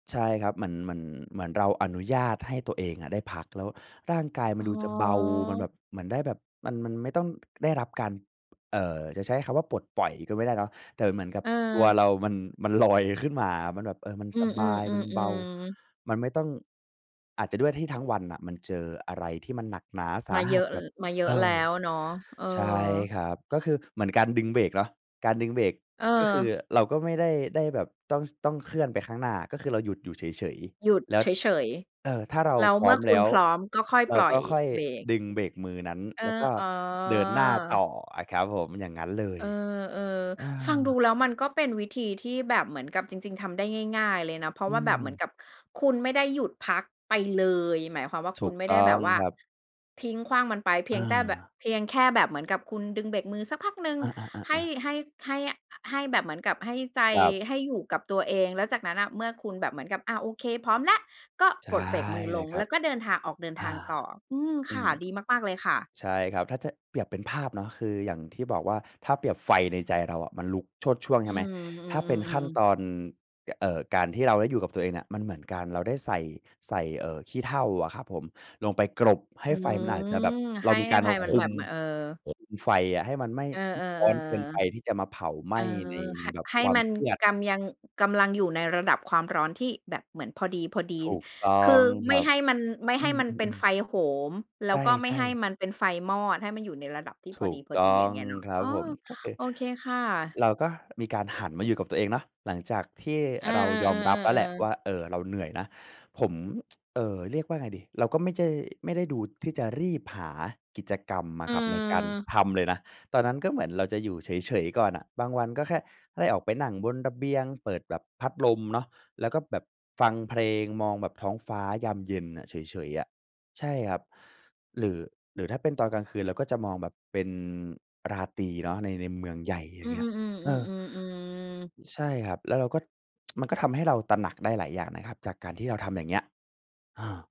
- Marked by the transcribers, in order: tapping; "แต่แบบ" said as "แต้แบบ"; tsk; tsk
- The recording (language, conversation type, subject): Thai, podcast, เวลารู้สึกเหนื่อยล้า คุณทำอะไรเพื่อฟื้นตัว?